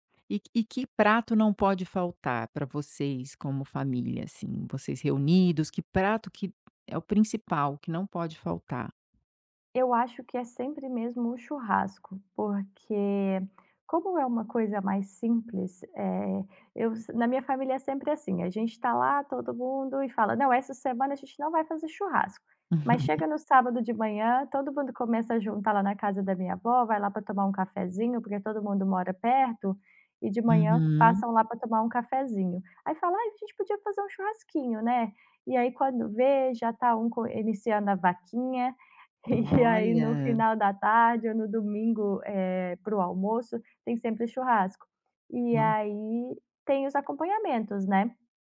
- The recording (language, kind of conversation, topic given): Portuguese, podcast, Qual é o papel da comida nas lembranças e nos encontros familiares?
- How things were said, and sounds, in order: other background noise; tapping; chuckle; laughing while speaking: "aí"